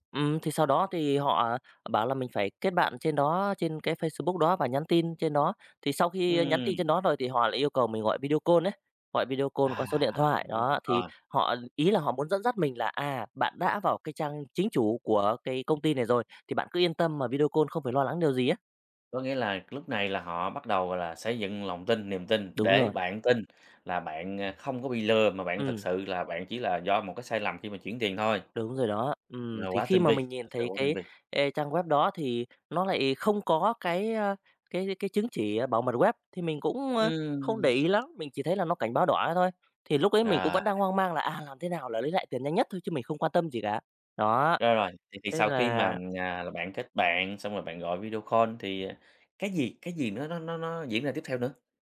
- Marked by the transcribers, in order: in English: "call"; in English: "call"; unintelligible speech; tapping; in English: "call"; in English: "call"
- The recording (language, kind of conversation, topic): Vietnamese, podcast, Bạn đã từng bị lừa đảo trên mạng chưa, bạn có thể kể lại câu chuyện của mình không?